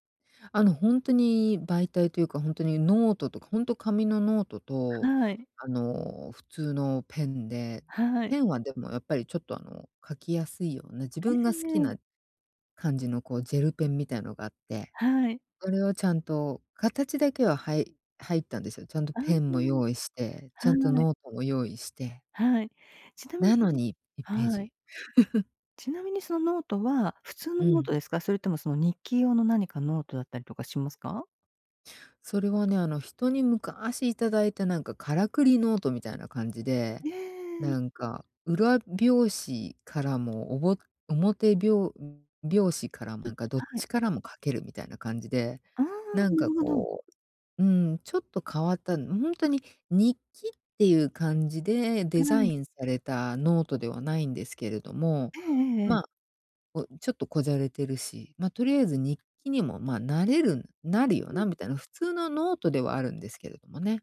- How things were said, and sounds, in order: laugh; other background noise
- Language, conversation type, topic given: Japanese, advice, 簡単な行動を習慣として定着させるには、どこから始めればいいですか？